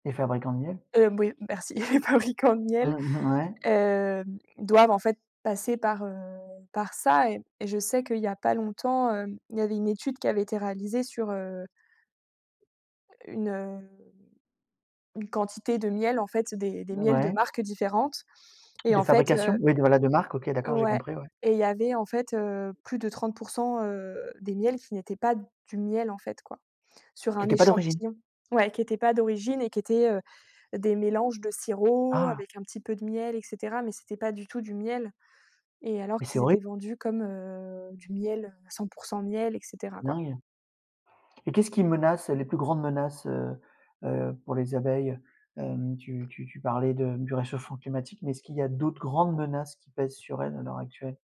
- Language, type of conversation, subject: French, podcast, Pourquoi les abeilles sont-elles si importantes, selon toi ?
- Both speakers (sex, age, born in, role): female, 30-34, France, guest; male, 45-49, France, host
- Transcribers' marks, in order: tapping; chuckle; laughing while speaking: "les fabricants de miel"; other background noise; other noise; stressed: "grandes"